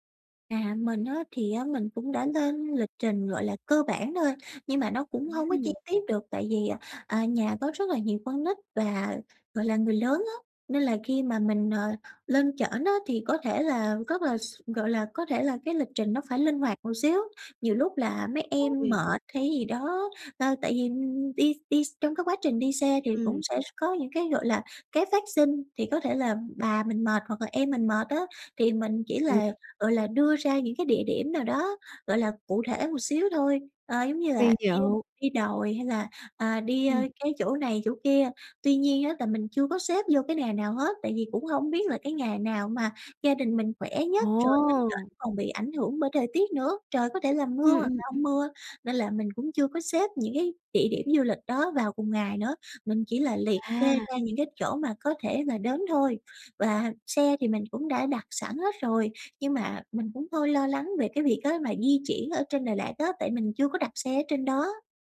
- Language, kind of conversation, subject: Vietnamese, advice, Làm sao để bớt lo lắng khi đi du lịch xa?
- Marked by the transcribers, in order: other background noise; tapping; unintelligible speech